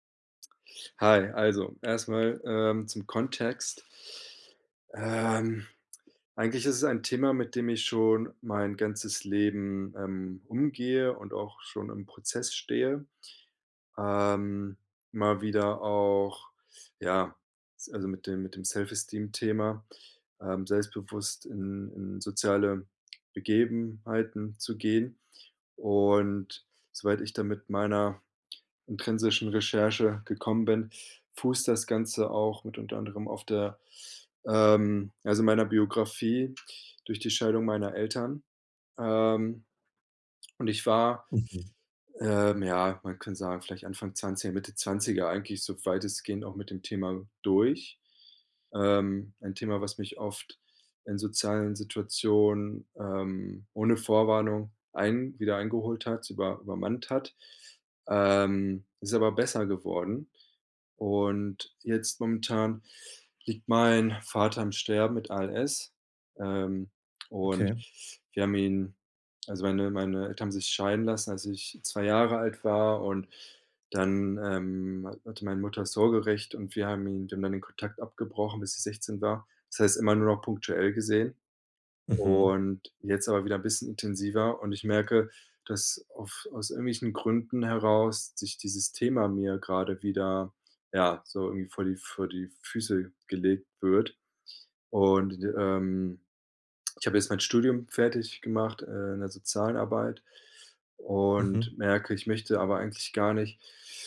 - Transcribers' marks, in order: in English: "Self-Esteem"
- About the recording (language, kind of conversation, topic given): German, advice, Wie kann ich meine negativen Selbstgespräche erkennen und verändern?